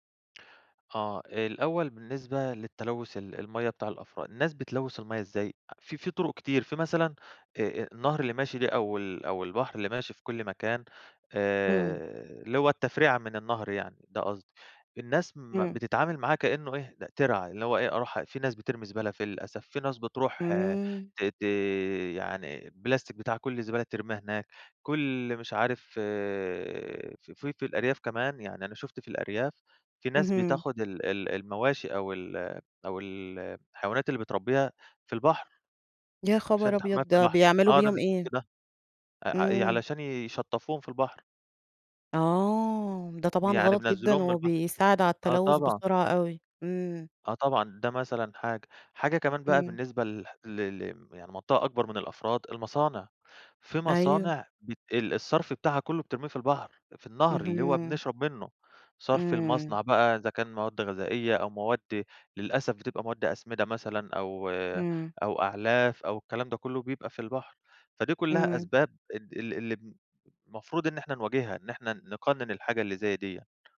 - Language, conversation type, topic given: Arabic, podcast, ليه الميه بقت قضية كبيرة النهارده في رأيك؟
- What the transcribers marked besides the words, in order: none